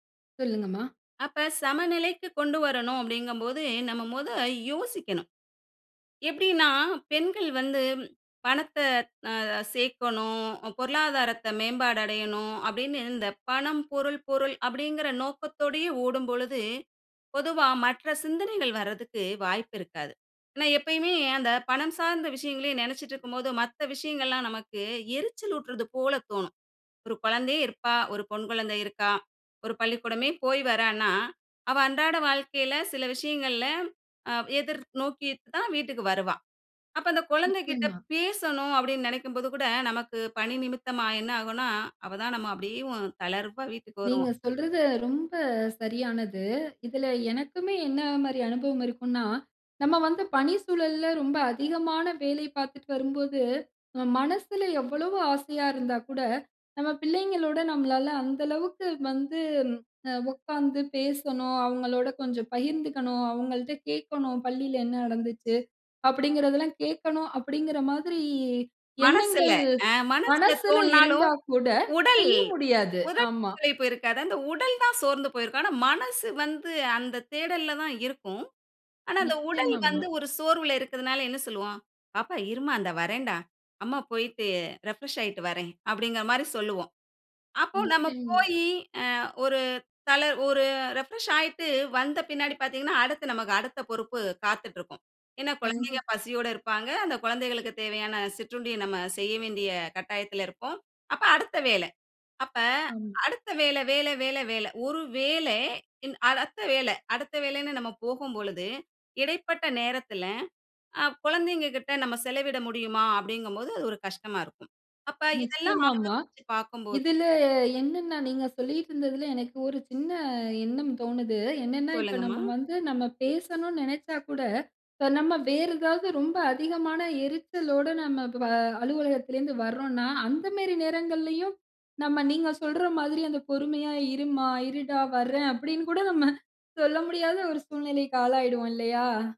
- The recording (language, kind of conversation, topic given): Tamil, podcast, வேலைக்கும் வீட்டுக்கும் சமநிலையை நீங்கள் எப்படி சாதிக்கிறீர்கள்?
- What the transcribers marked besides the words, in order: "பெண்" said as "பொண்"; in English: "ரிஃப்ரெஷ்"; in English: "ரிஃப்ரெஷ்"; drawn out: "இதுல"; laughing while speaking: "கூட நம்ம சொல்ல முடியாத ஒரு சூழ்நிலைக்கு ஆளாயிடுவோம் இல்லையா?"